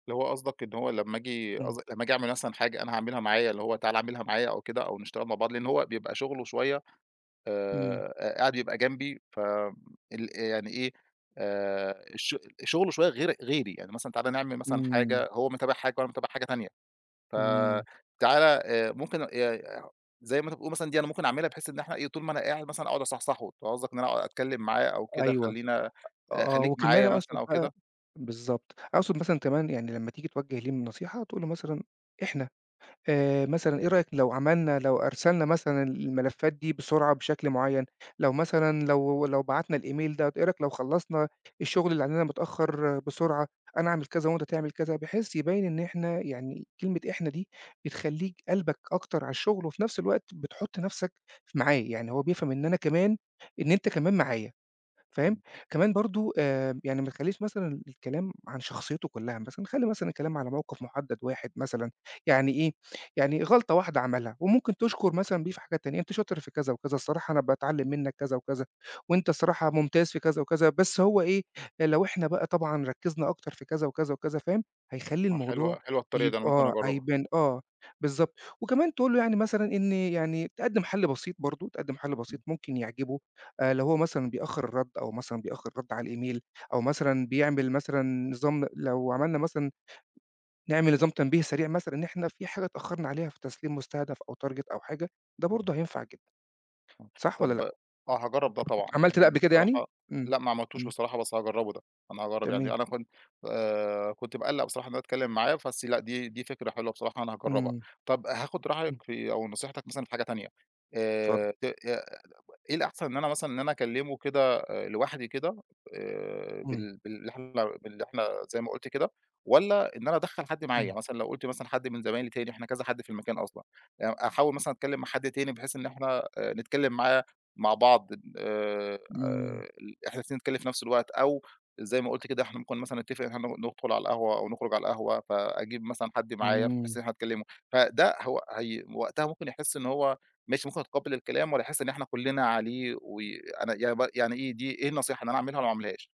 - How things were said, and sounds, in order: tapping; unintelligible speech; in English: "الemail"; unintelligible speech; unintelligible speech; in English: "الemail"; in English: "target"; other background noise; unintelligible speech
- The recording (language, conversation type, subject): Arabic, advice, إزاي أوصل نقد بنّاء لرئيسي أو لزميلي في الشغل؟